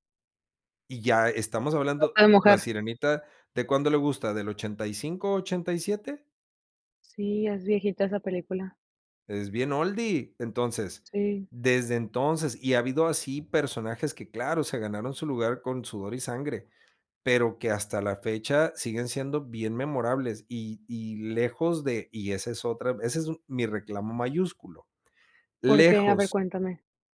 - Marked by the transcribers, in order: other background noise; in English: "oldie"
- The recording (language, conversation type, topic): Spanish, podcast, ¿Qué opinas sobre la representación de género en películas y series?